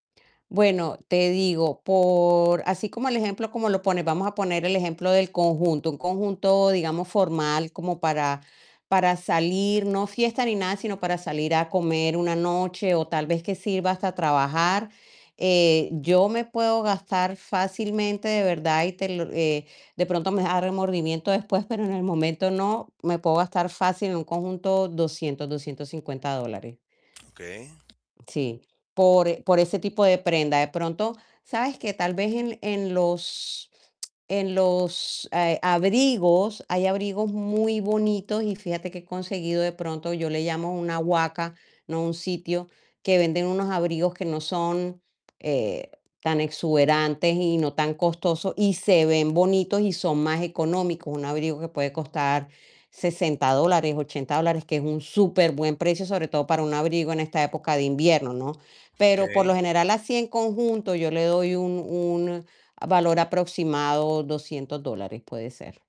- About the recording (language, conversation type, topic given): Spanish, advice, ¿Cómo puedo comprar ropa a la moda sin gastar demasiado dinero?
- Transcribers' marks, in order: distorted speech; tapping; static; other background noise